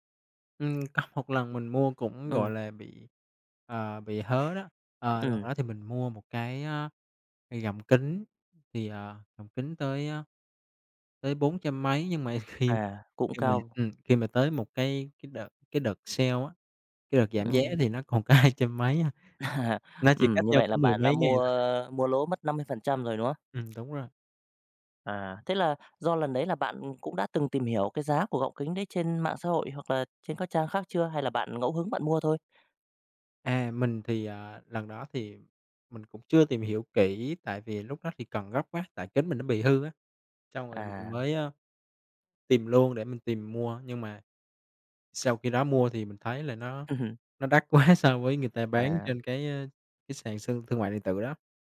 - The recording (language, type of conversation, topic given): Vietnamese, podcast, Bạn có thể chia sẻ một trải nghiệm mua sắm trực tuyến đáng nhớ của mình không?
- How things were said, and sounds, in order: other background noise; tapping; laughing while speaking: "còn có"; laughing while speaking: "À"; laughing while speaking: "quá"